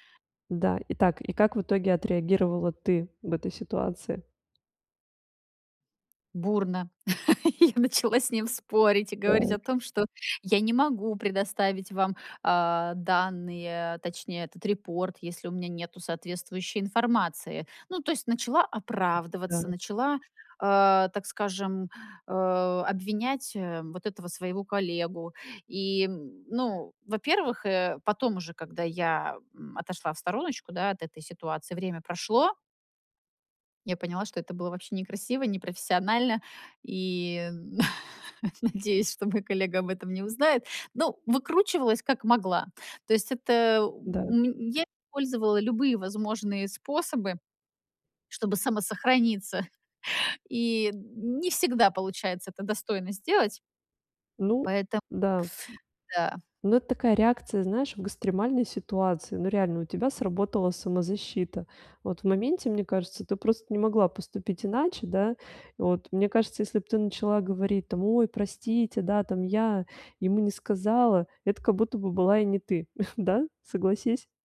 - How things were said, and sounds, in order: tapping; laugh; other background noise; laugh; laugh; chuckle
- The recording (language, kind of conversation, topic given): Russian, advice, Как научиться признавать свои ошибки и правильно их исправлять?